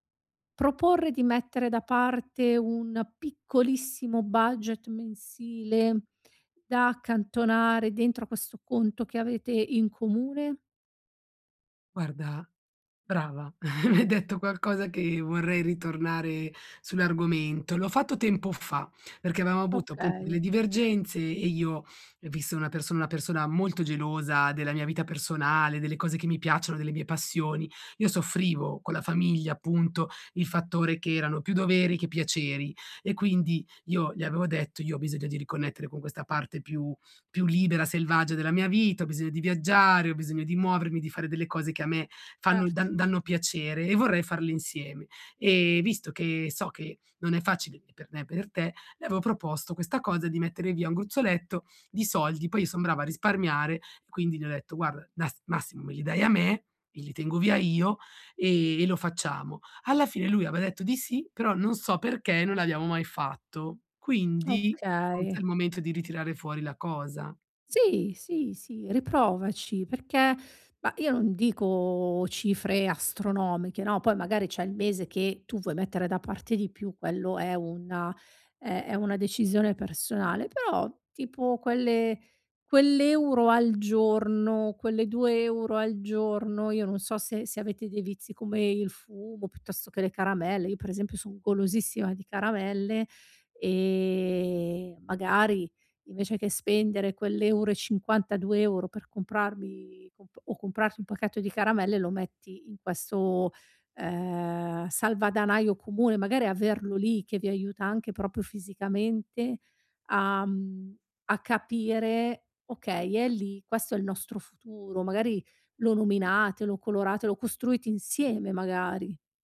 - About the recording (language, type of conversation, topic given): Italian, advice, Come posso parlare di soldi con la mia famiglia?
- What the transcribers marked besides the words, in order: chuckle; laughing while speaking: "mi hai detto"